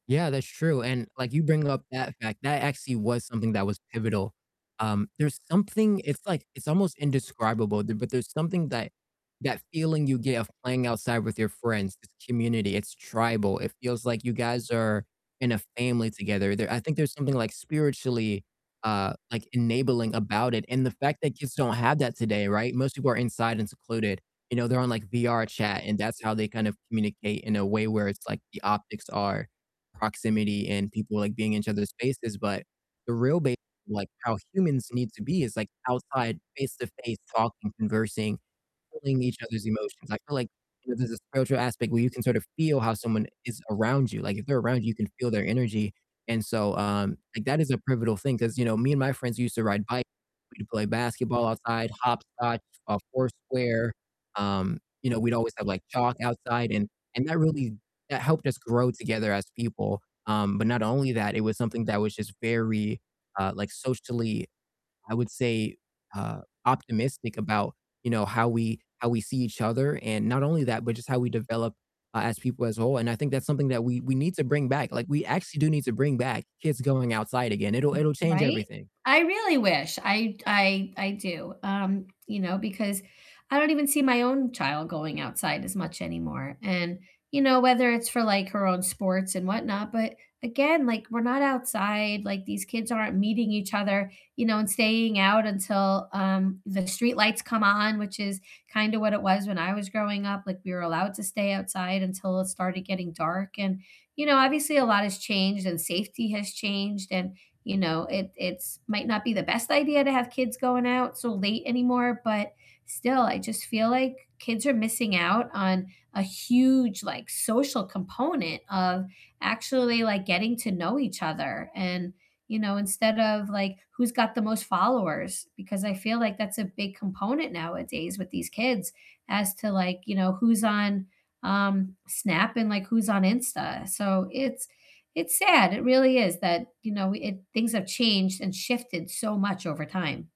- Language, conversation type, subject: English, unstructured, How do you think friendships change as we get older?
- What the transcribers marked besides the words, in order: tapping; other background noise; distorted speech; "pivotal" said as "privatol"; disgusted: "bi"